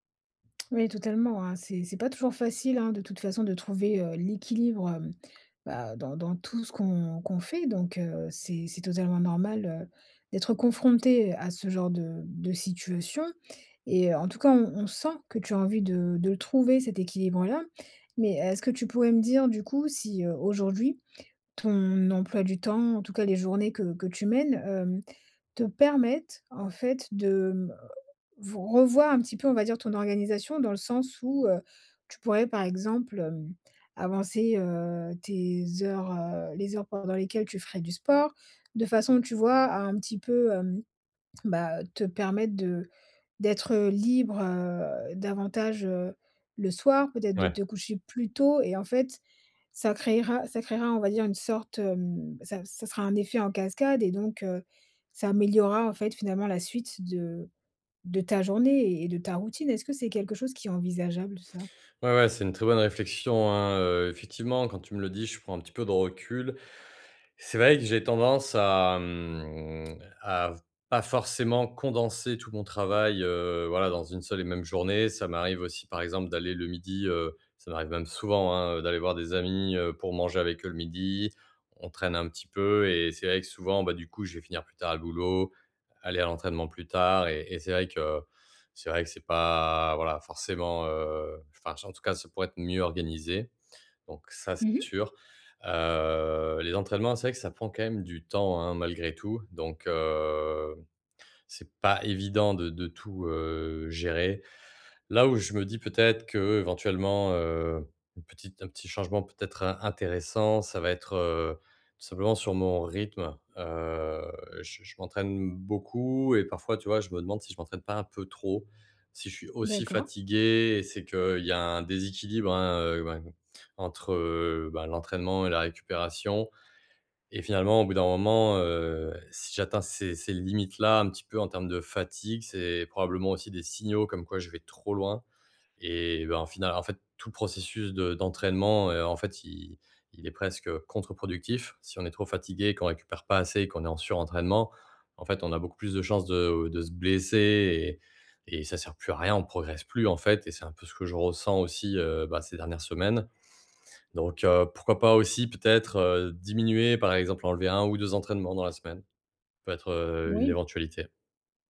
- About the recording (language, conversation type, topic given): French, advice, Pourquoi est-ce que je me sens épuisé(e) après les fêtes et les sorties ?
- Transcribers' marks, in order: tapping; drawn out: "mmh"; drawn out: "heu"; drawn out: "heu"